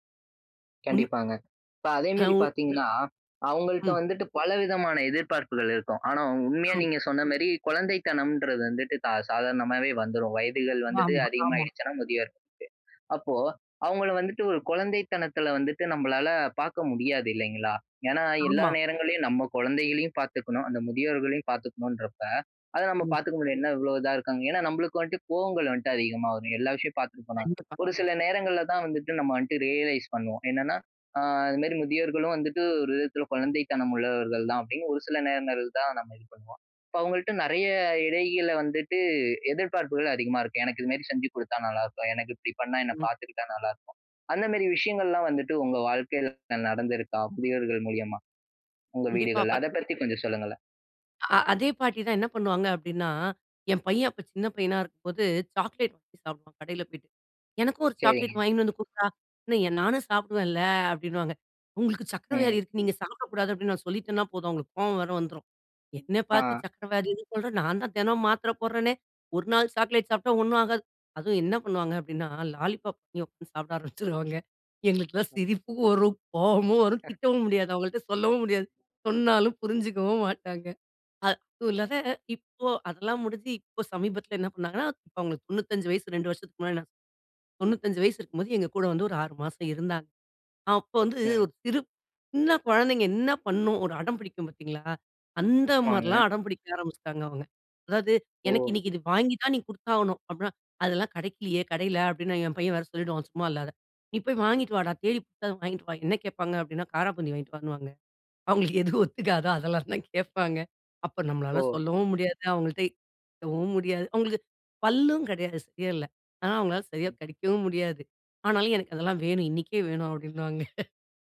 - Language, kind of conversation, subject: Tamil, podcast, முதியோரின் பங்கு மற்றும் எதிர்பார்ப்புகளை நீங்கள் எப்படிச் சமாளிப்பீர்கள்?
- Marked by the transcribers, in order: other background noise; unintelligible speech; in English: "ரியலைஸ்"; in English: "லாலிபப்"; unintelligible speech; laughing while speaking: "ஆரம்பிச்சுருவாங்க"; chuckle; laughing while speaking: "சொன்னாலும் புரிஞ்சுக்கவும் மாட்டாங்க"; laughing while speaking: "எது ஒத்துக்காதோ, அதெல்லாம் தான் கேப்பாங்க"; unintelligible speech; laughing while speaking: "அப்பிடின்னுவாங்க"